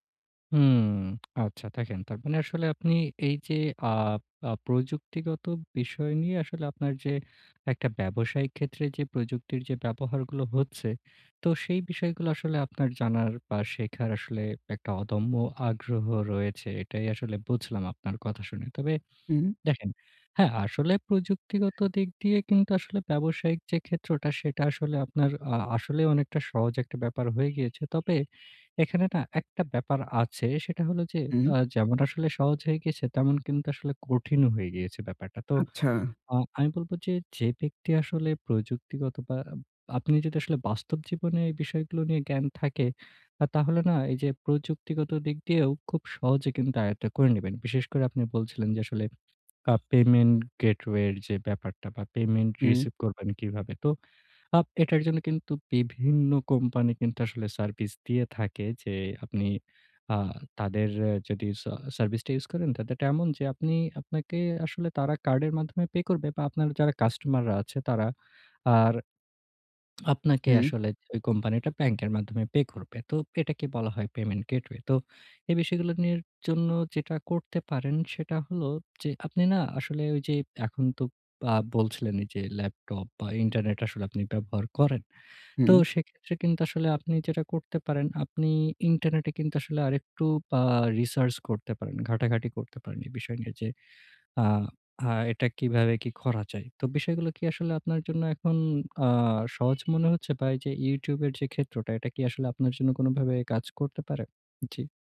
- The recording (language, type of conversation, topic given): Bengali, advice, অজানাকে গ্রহণ করে শেখার মানসিকতা কীভাবে গড়ে তুলবেন?
- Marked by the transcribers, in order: tapping; horn; other noise; in English: "পেমেন্ট গেটওয়ে"; in English: "পেমেন্ট রিসিভ"; in English: "পেমেন্ট গেটওয়ে"